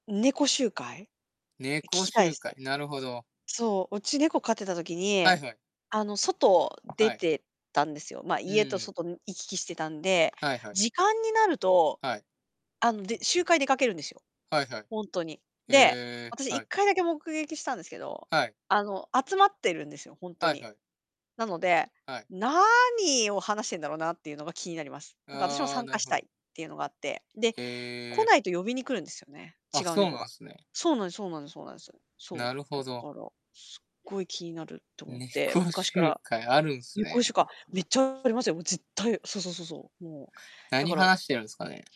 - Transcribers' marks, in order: tapping; other background noise; "猫集会" said as "ねこしゅか"; laughing while speaking: "猫集会"; distorted speech
- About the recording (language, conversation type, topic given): Japanese, unstructured, 動物の言葉を理解できるようになったら、動物に何を聞いてみたいですか？
- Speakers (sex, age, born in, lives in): female, 45-49, Japan, Japan; male, 20-24, Japan, Japan